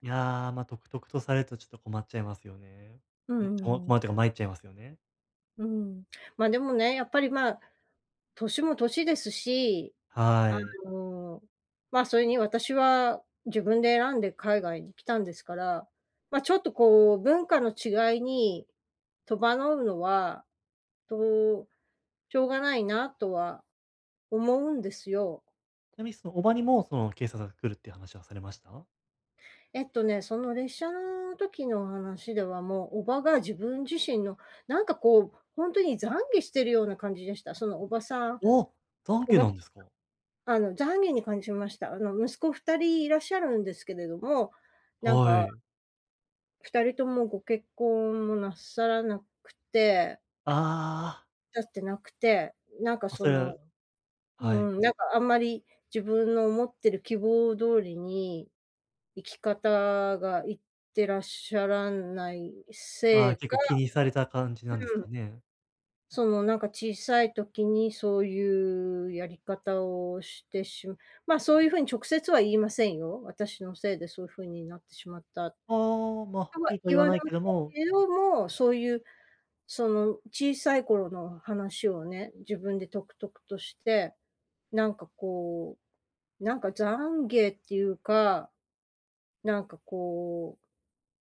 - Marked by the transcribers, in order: surprised: "お"
- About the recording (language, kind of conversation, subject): Japanese, advice, 建設的でない批判から自尊心を健全かつ効果的に守るにはどうすればよいですか？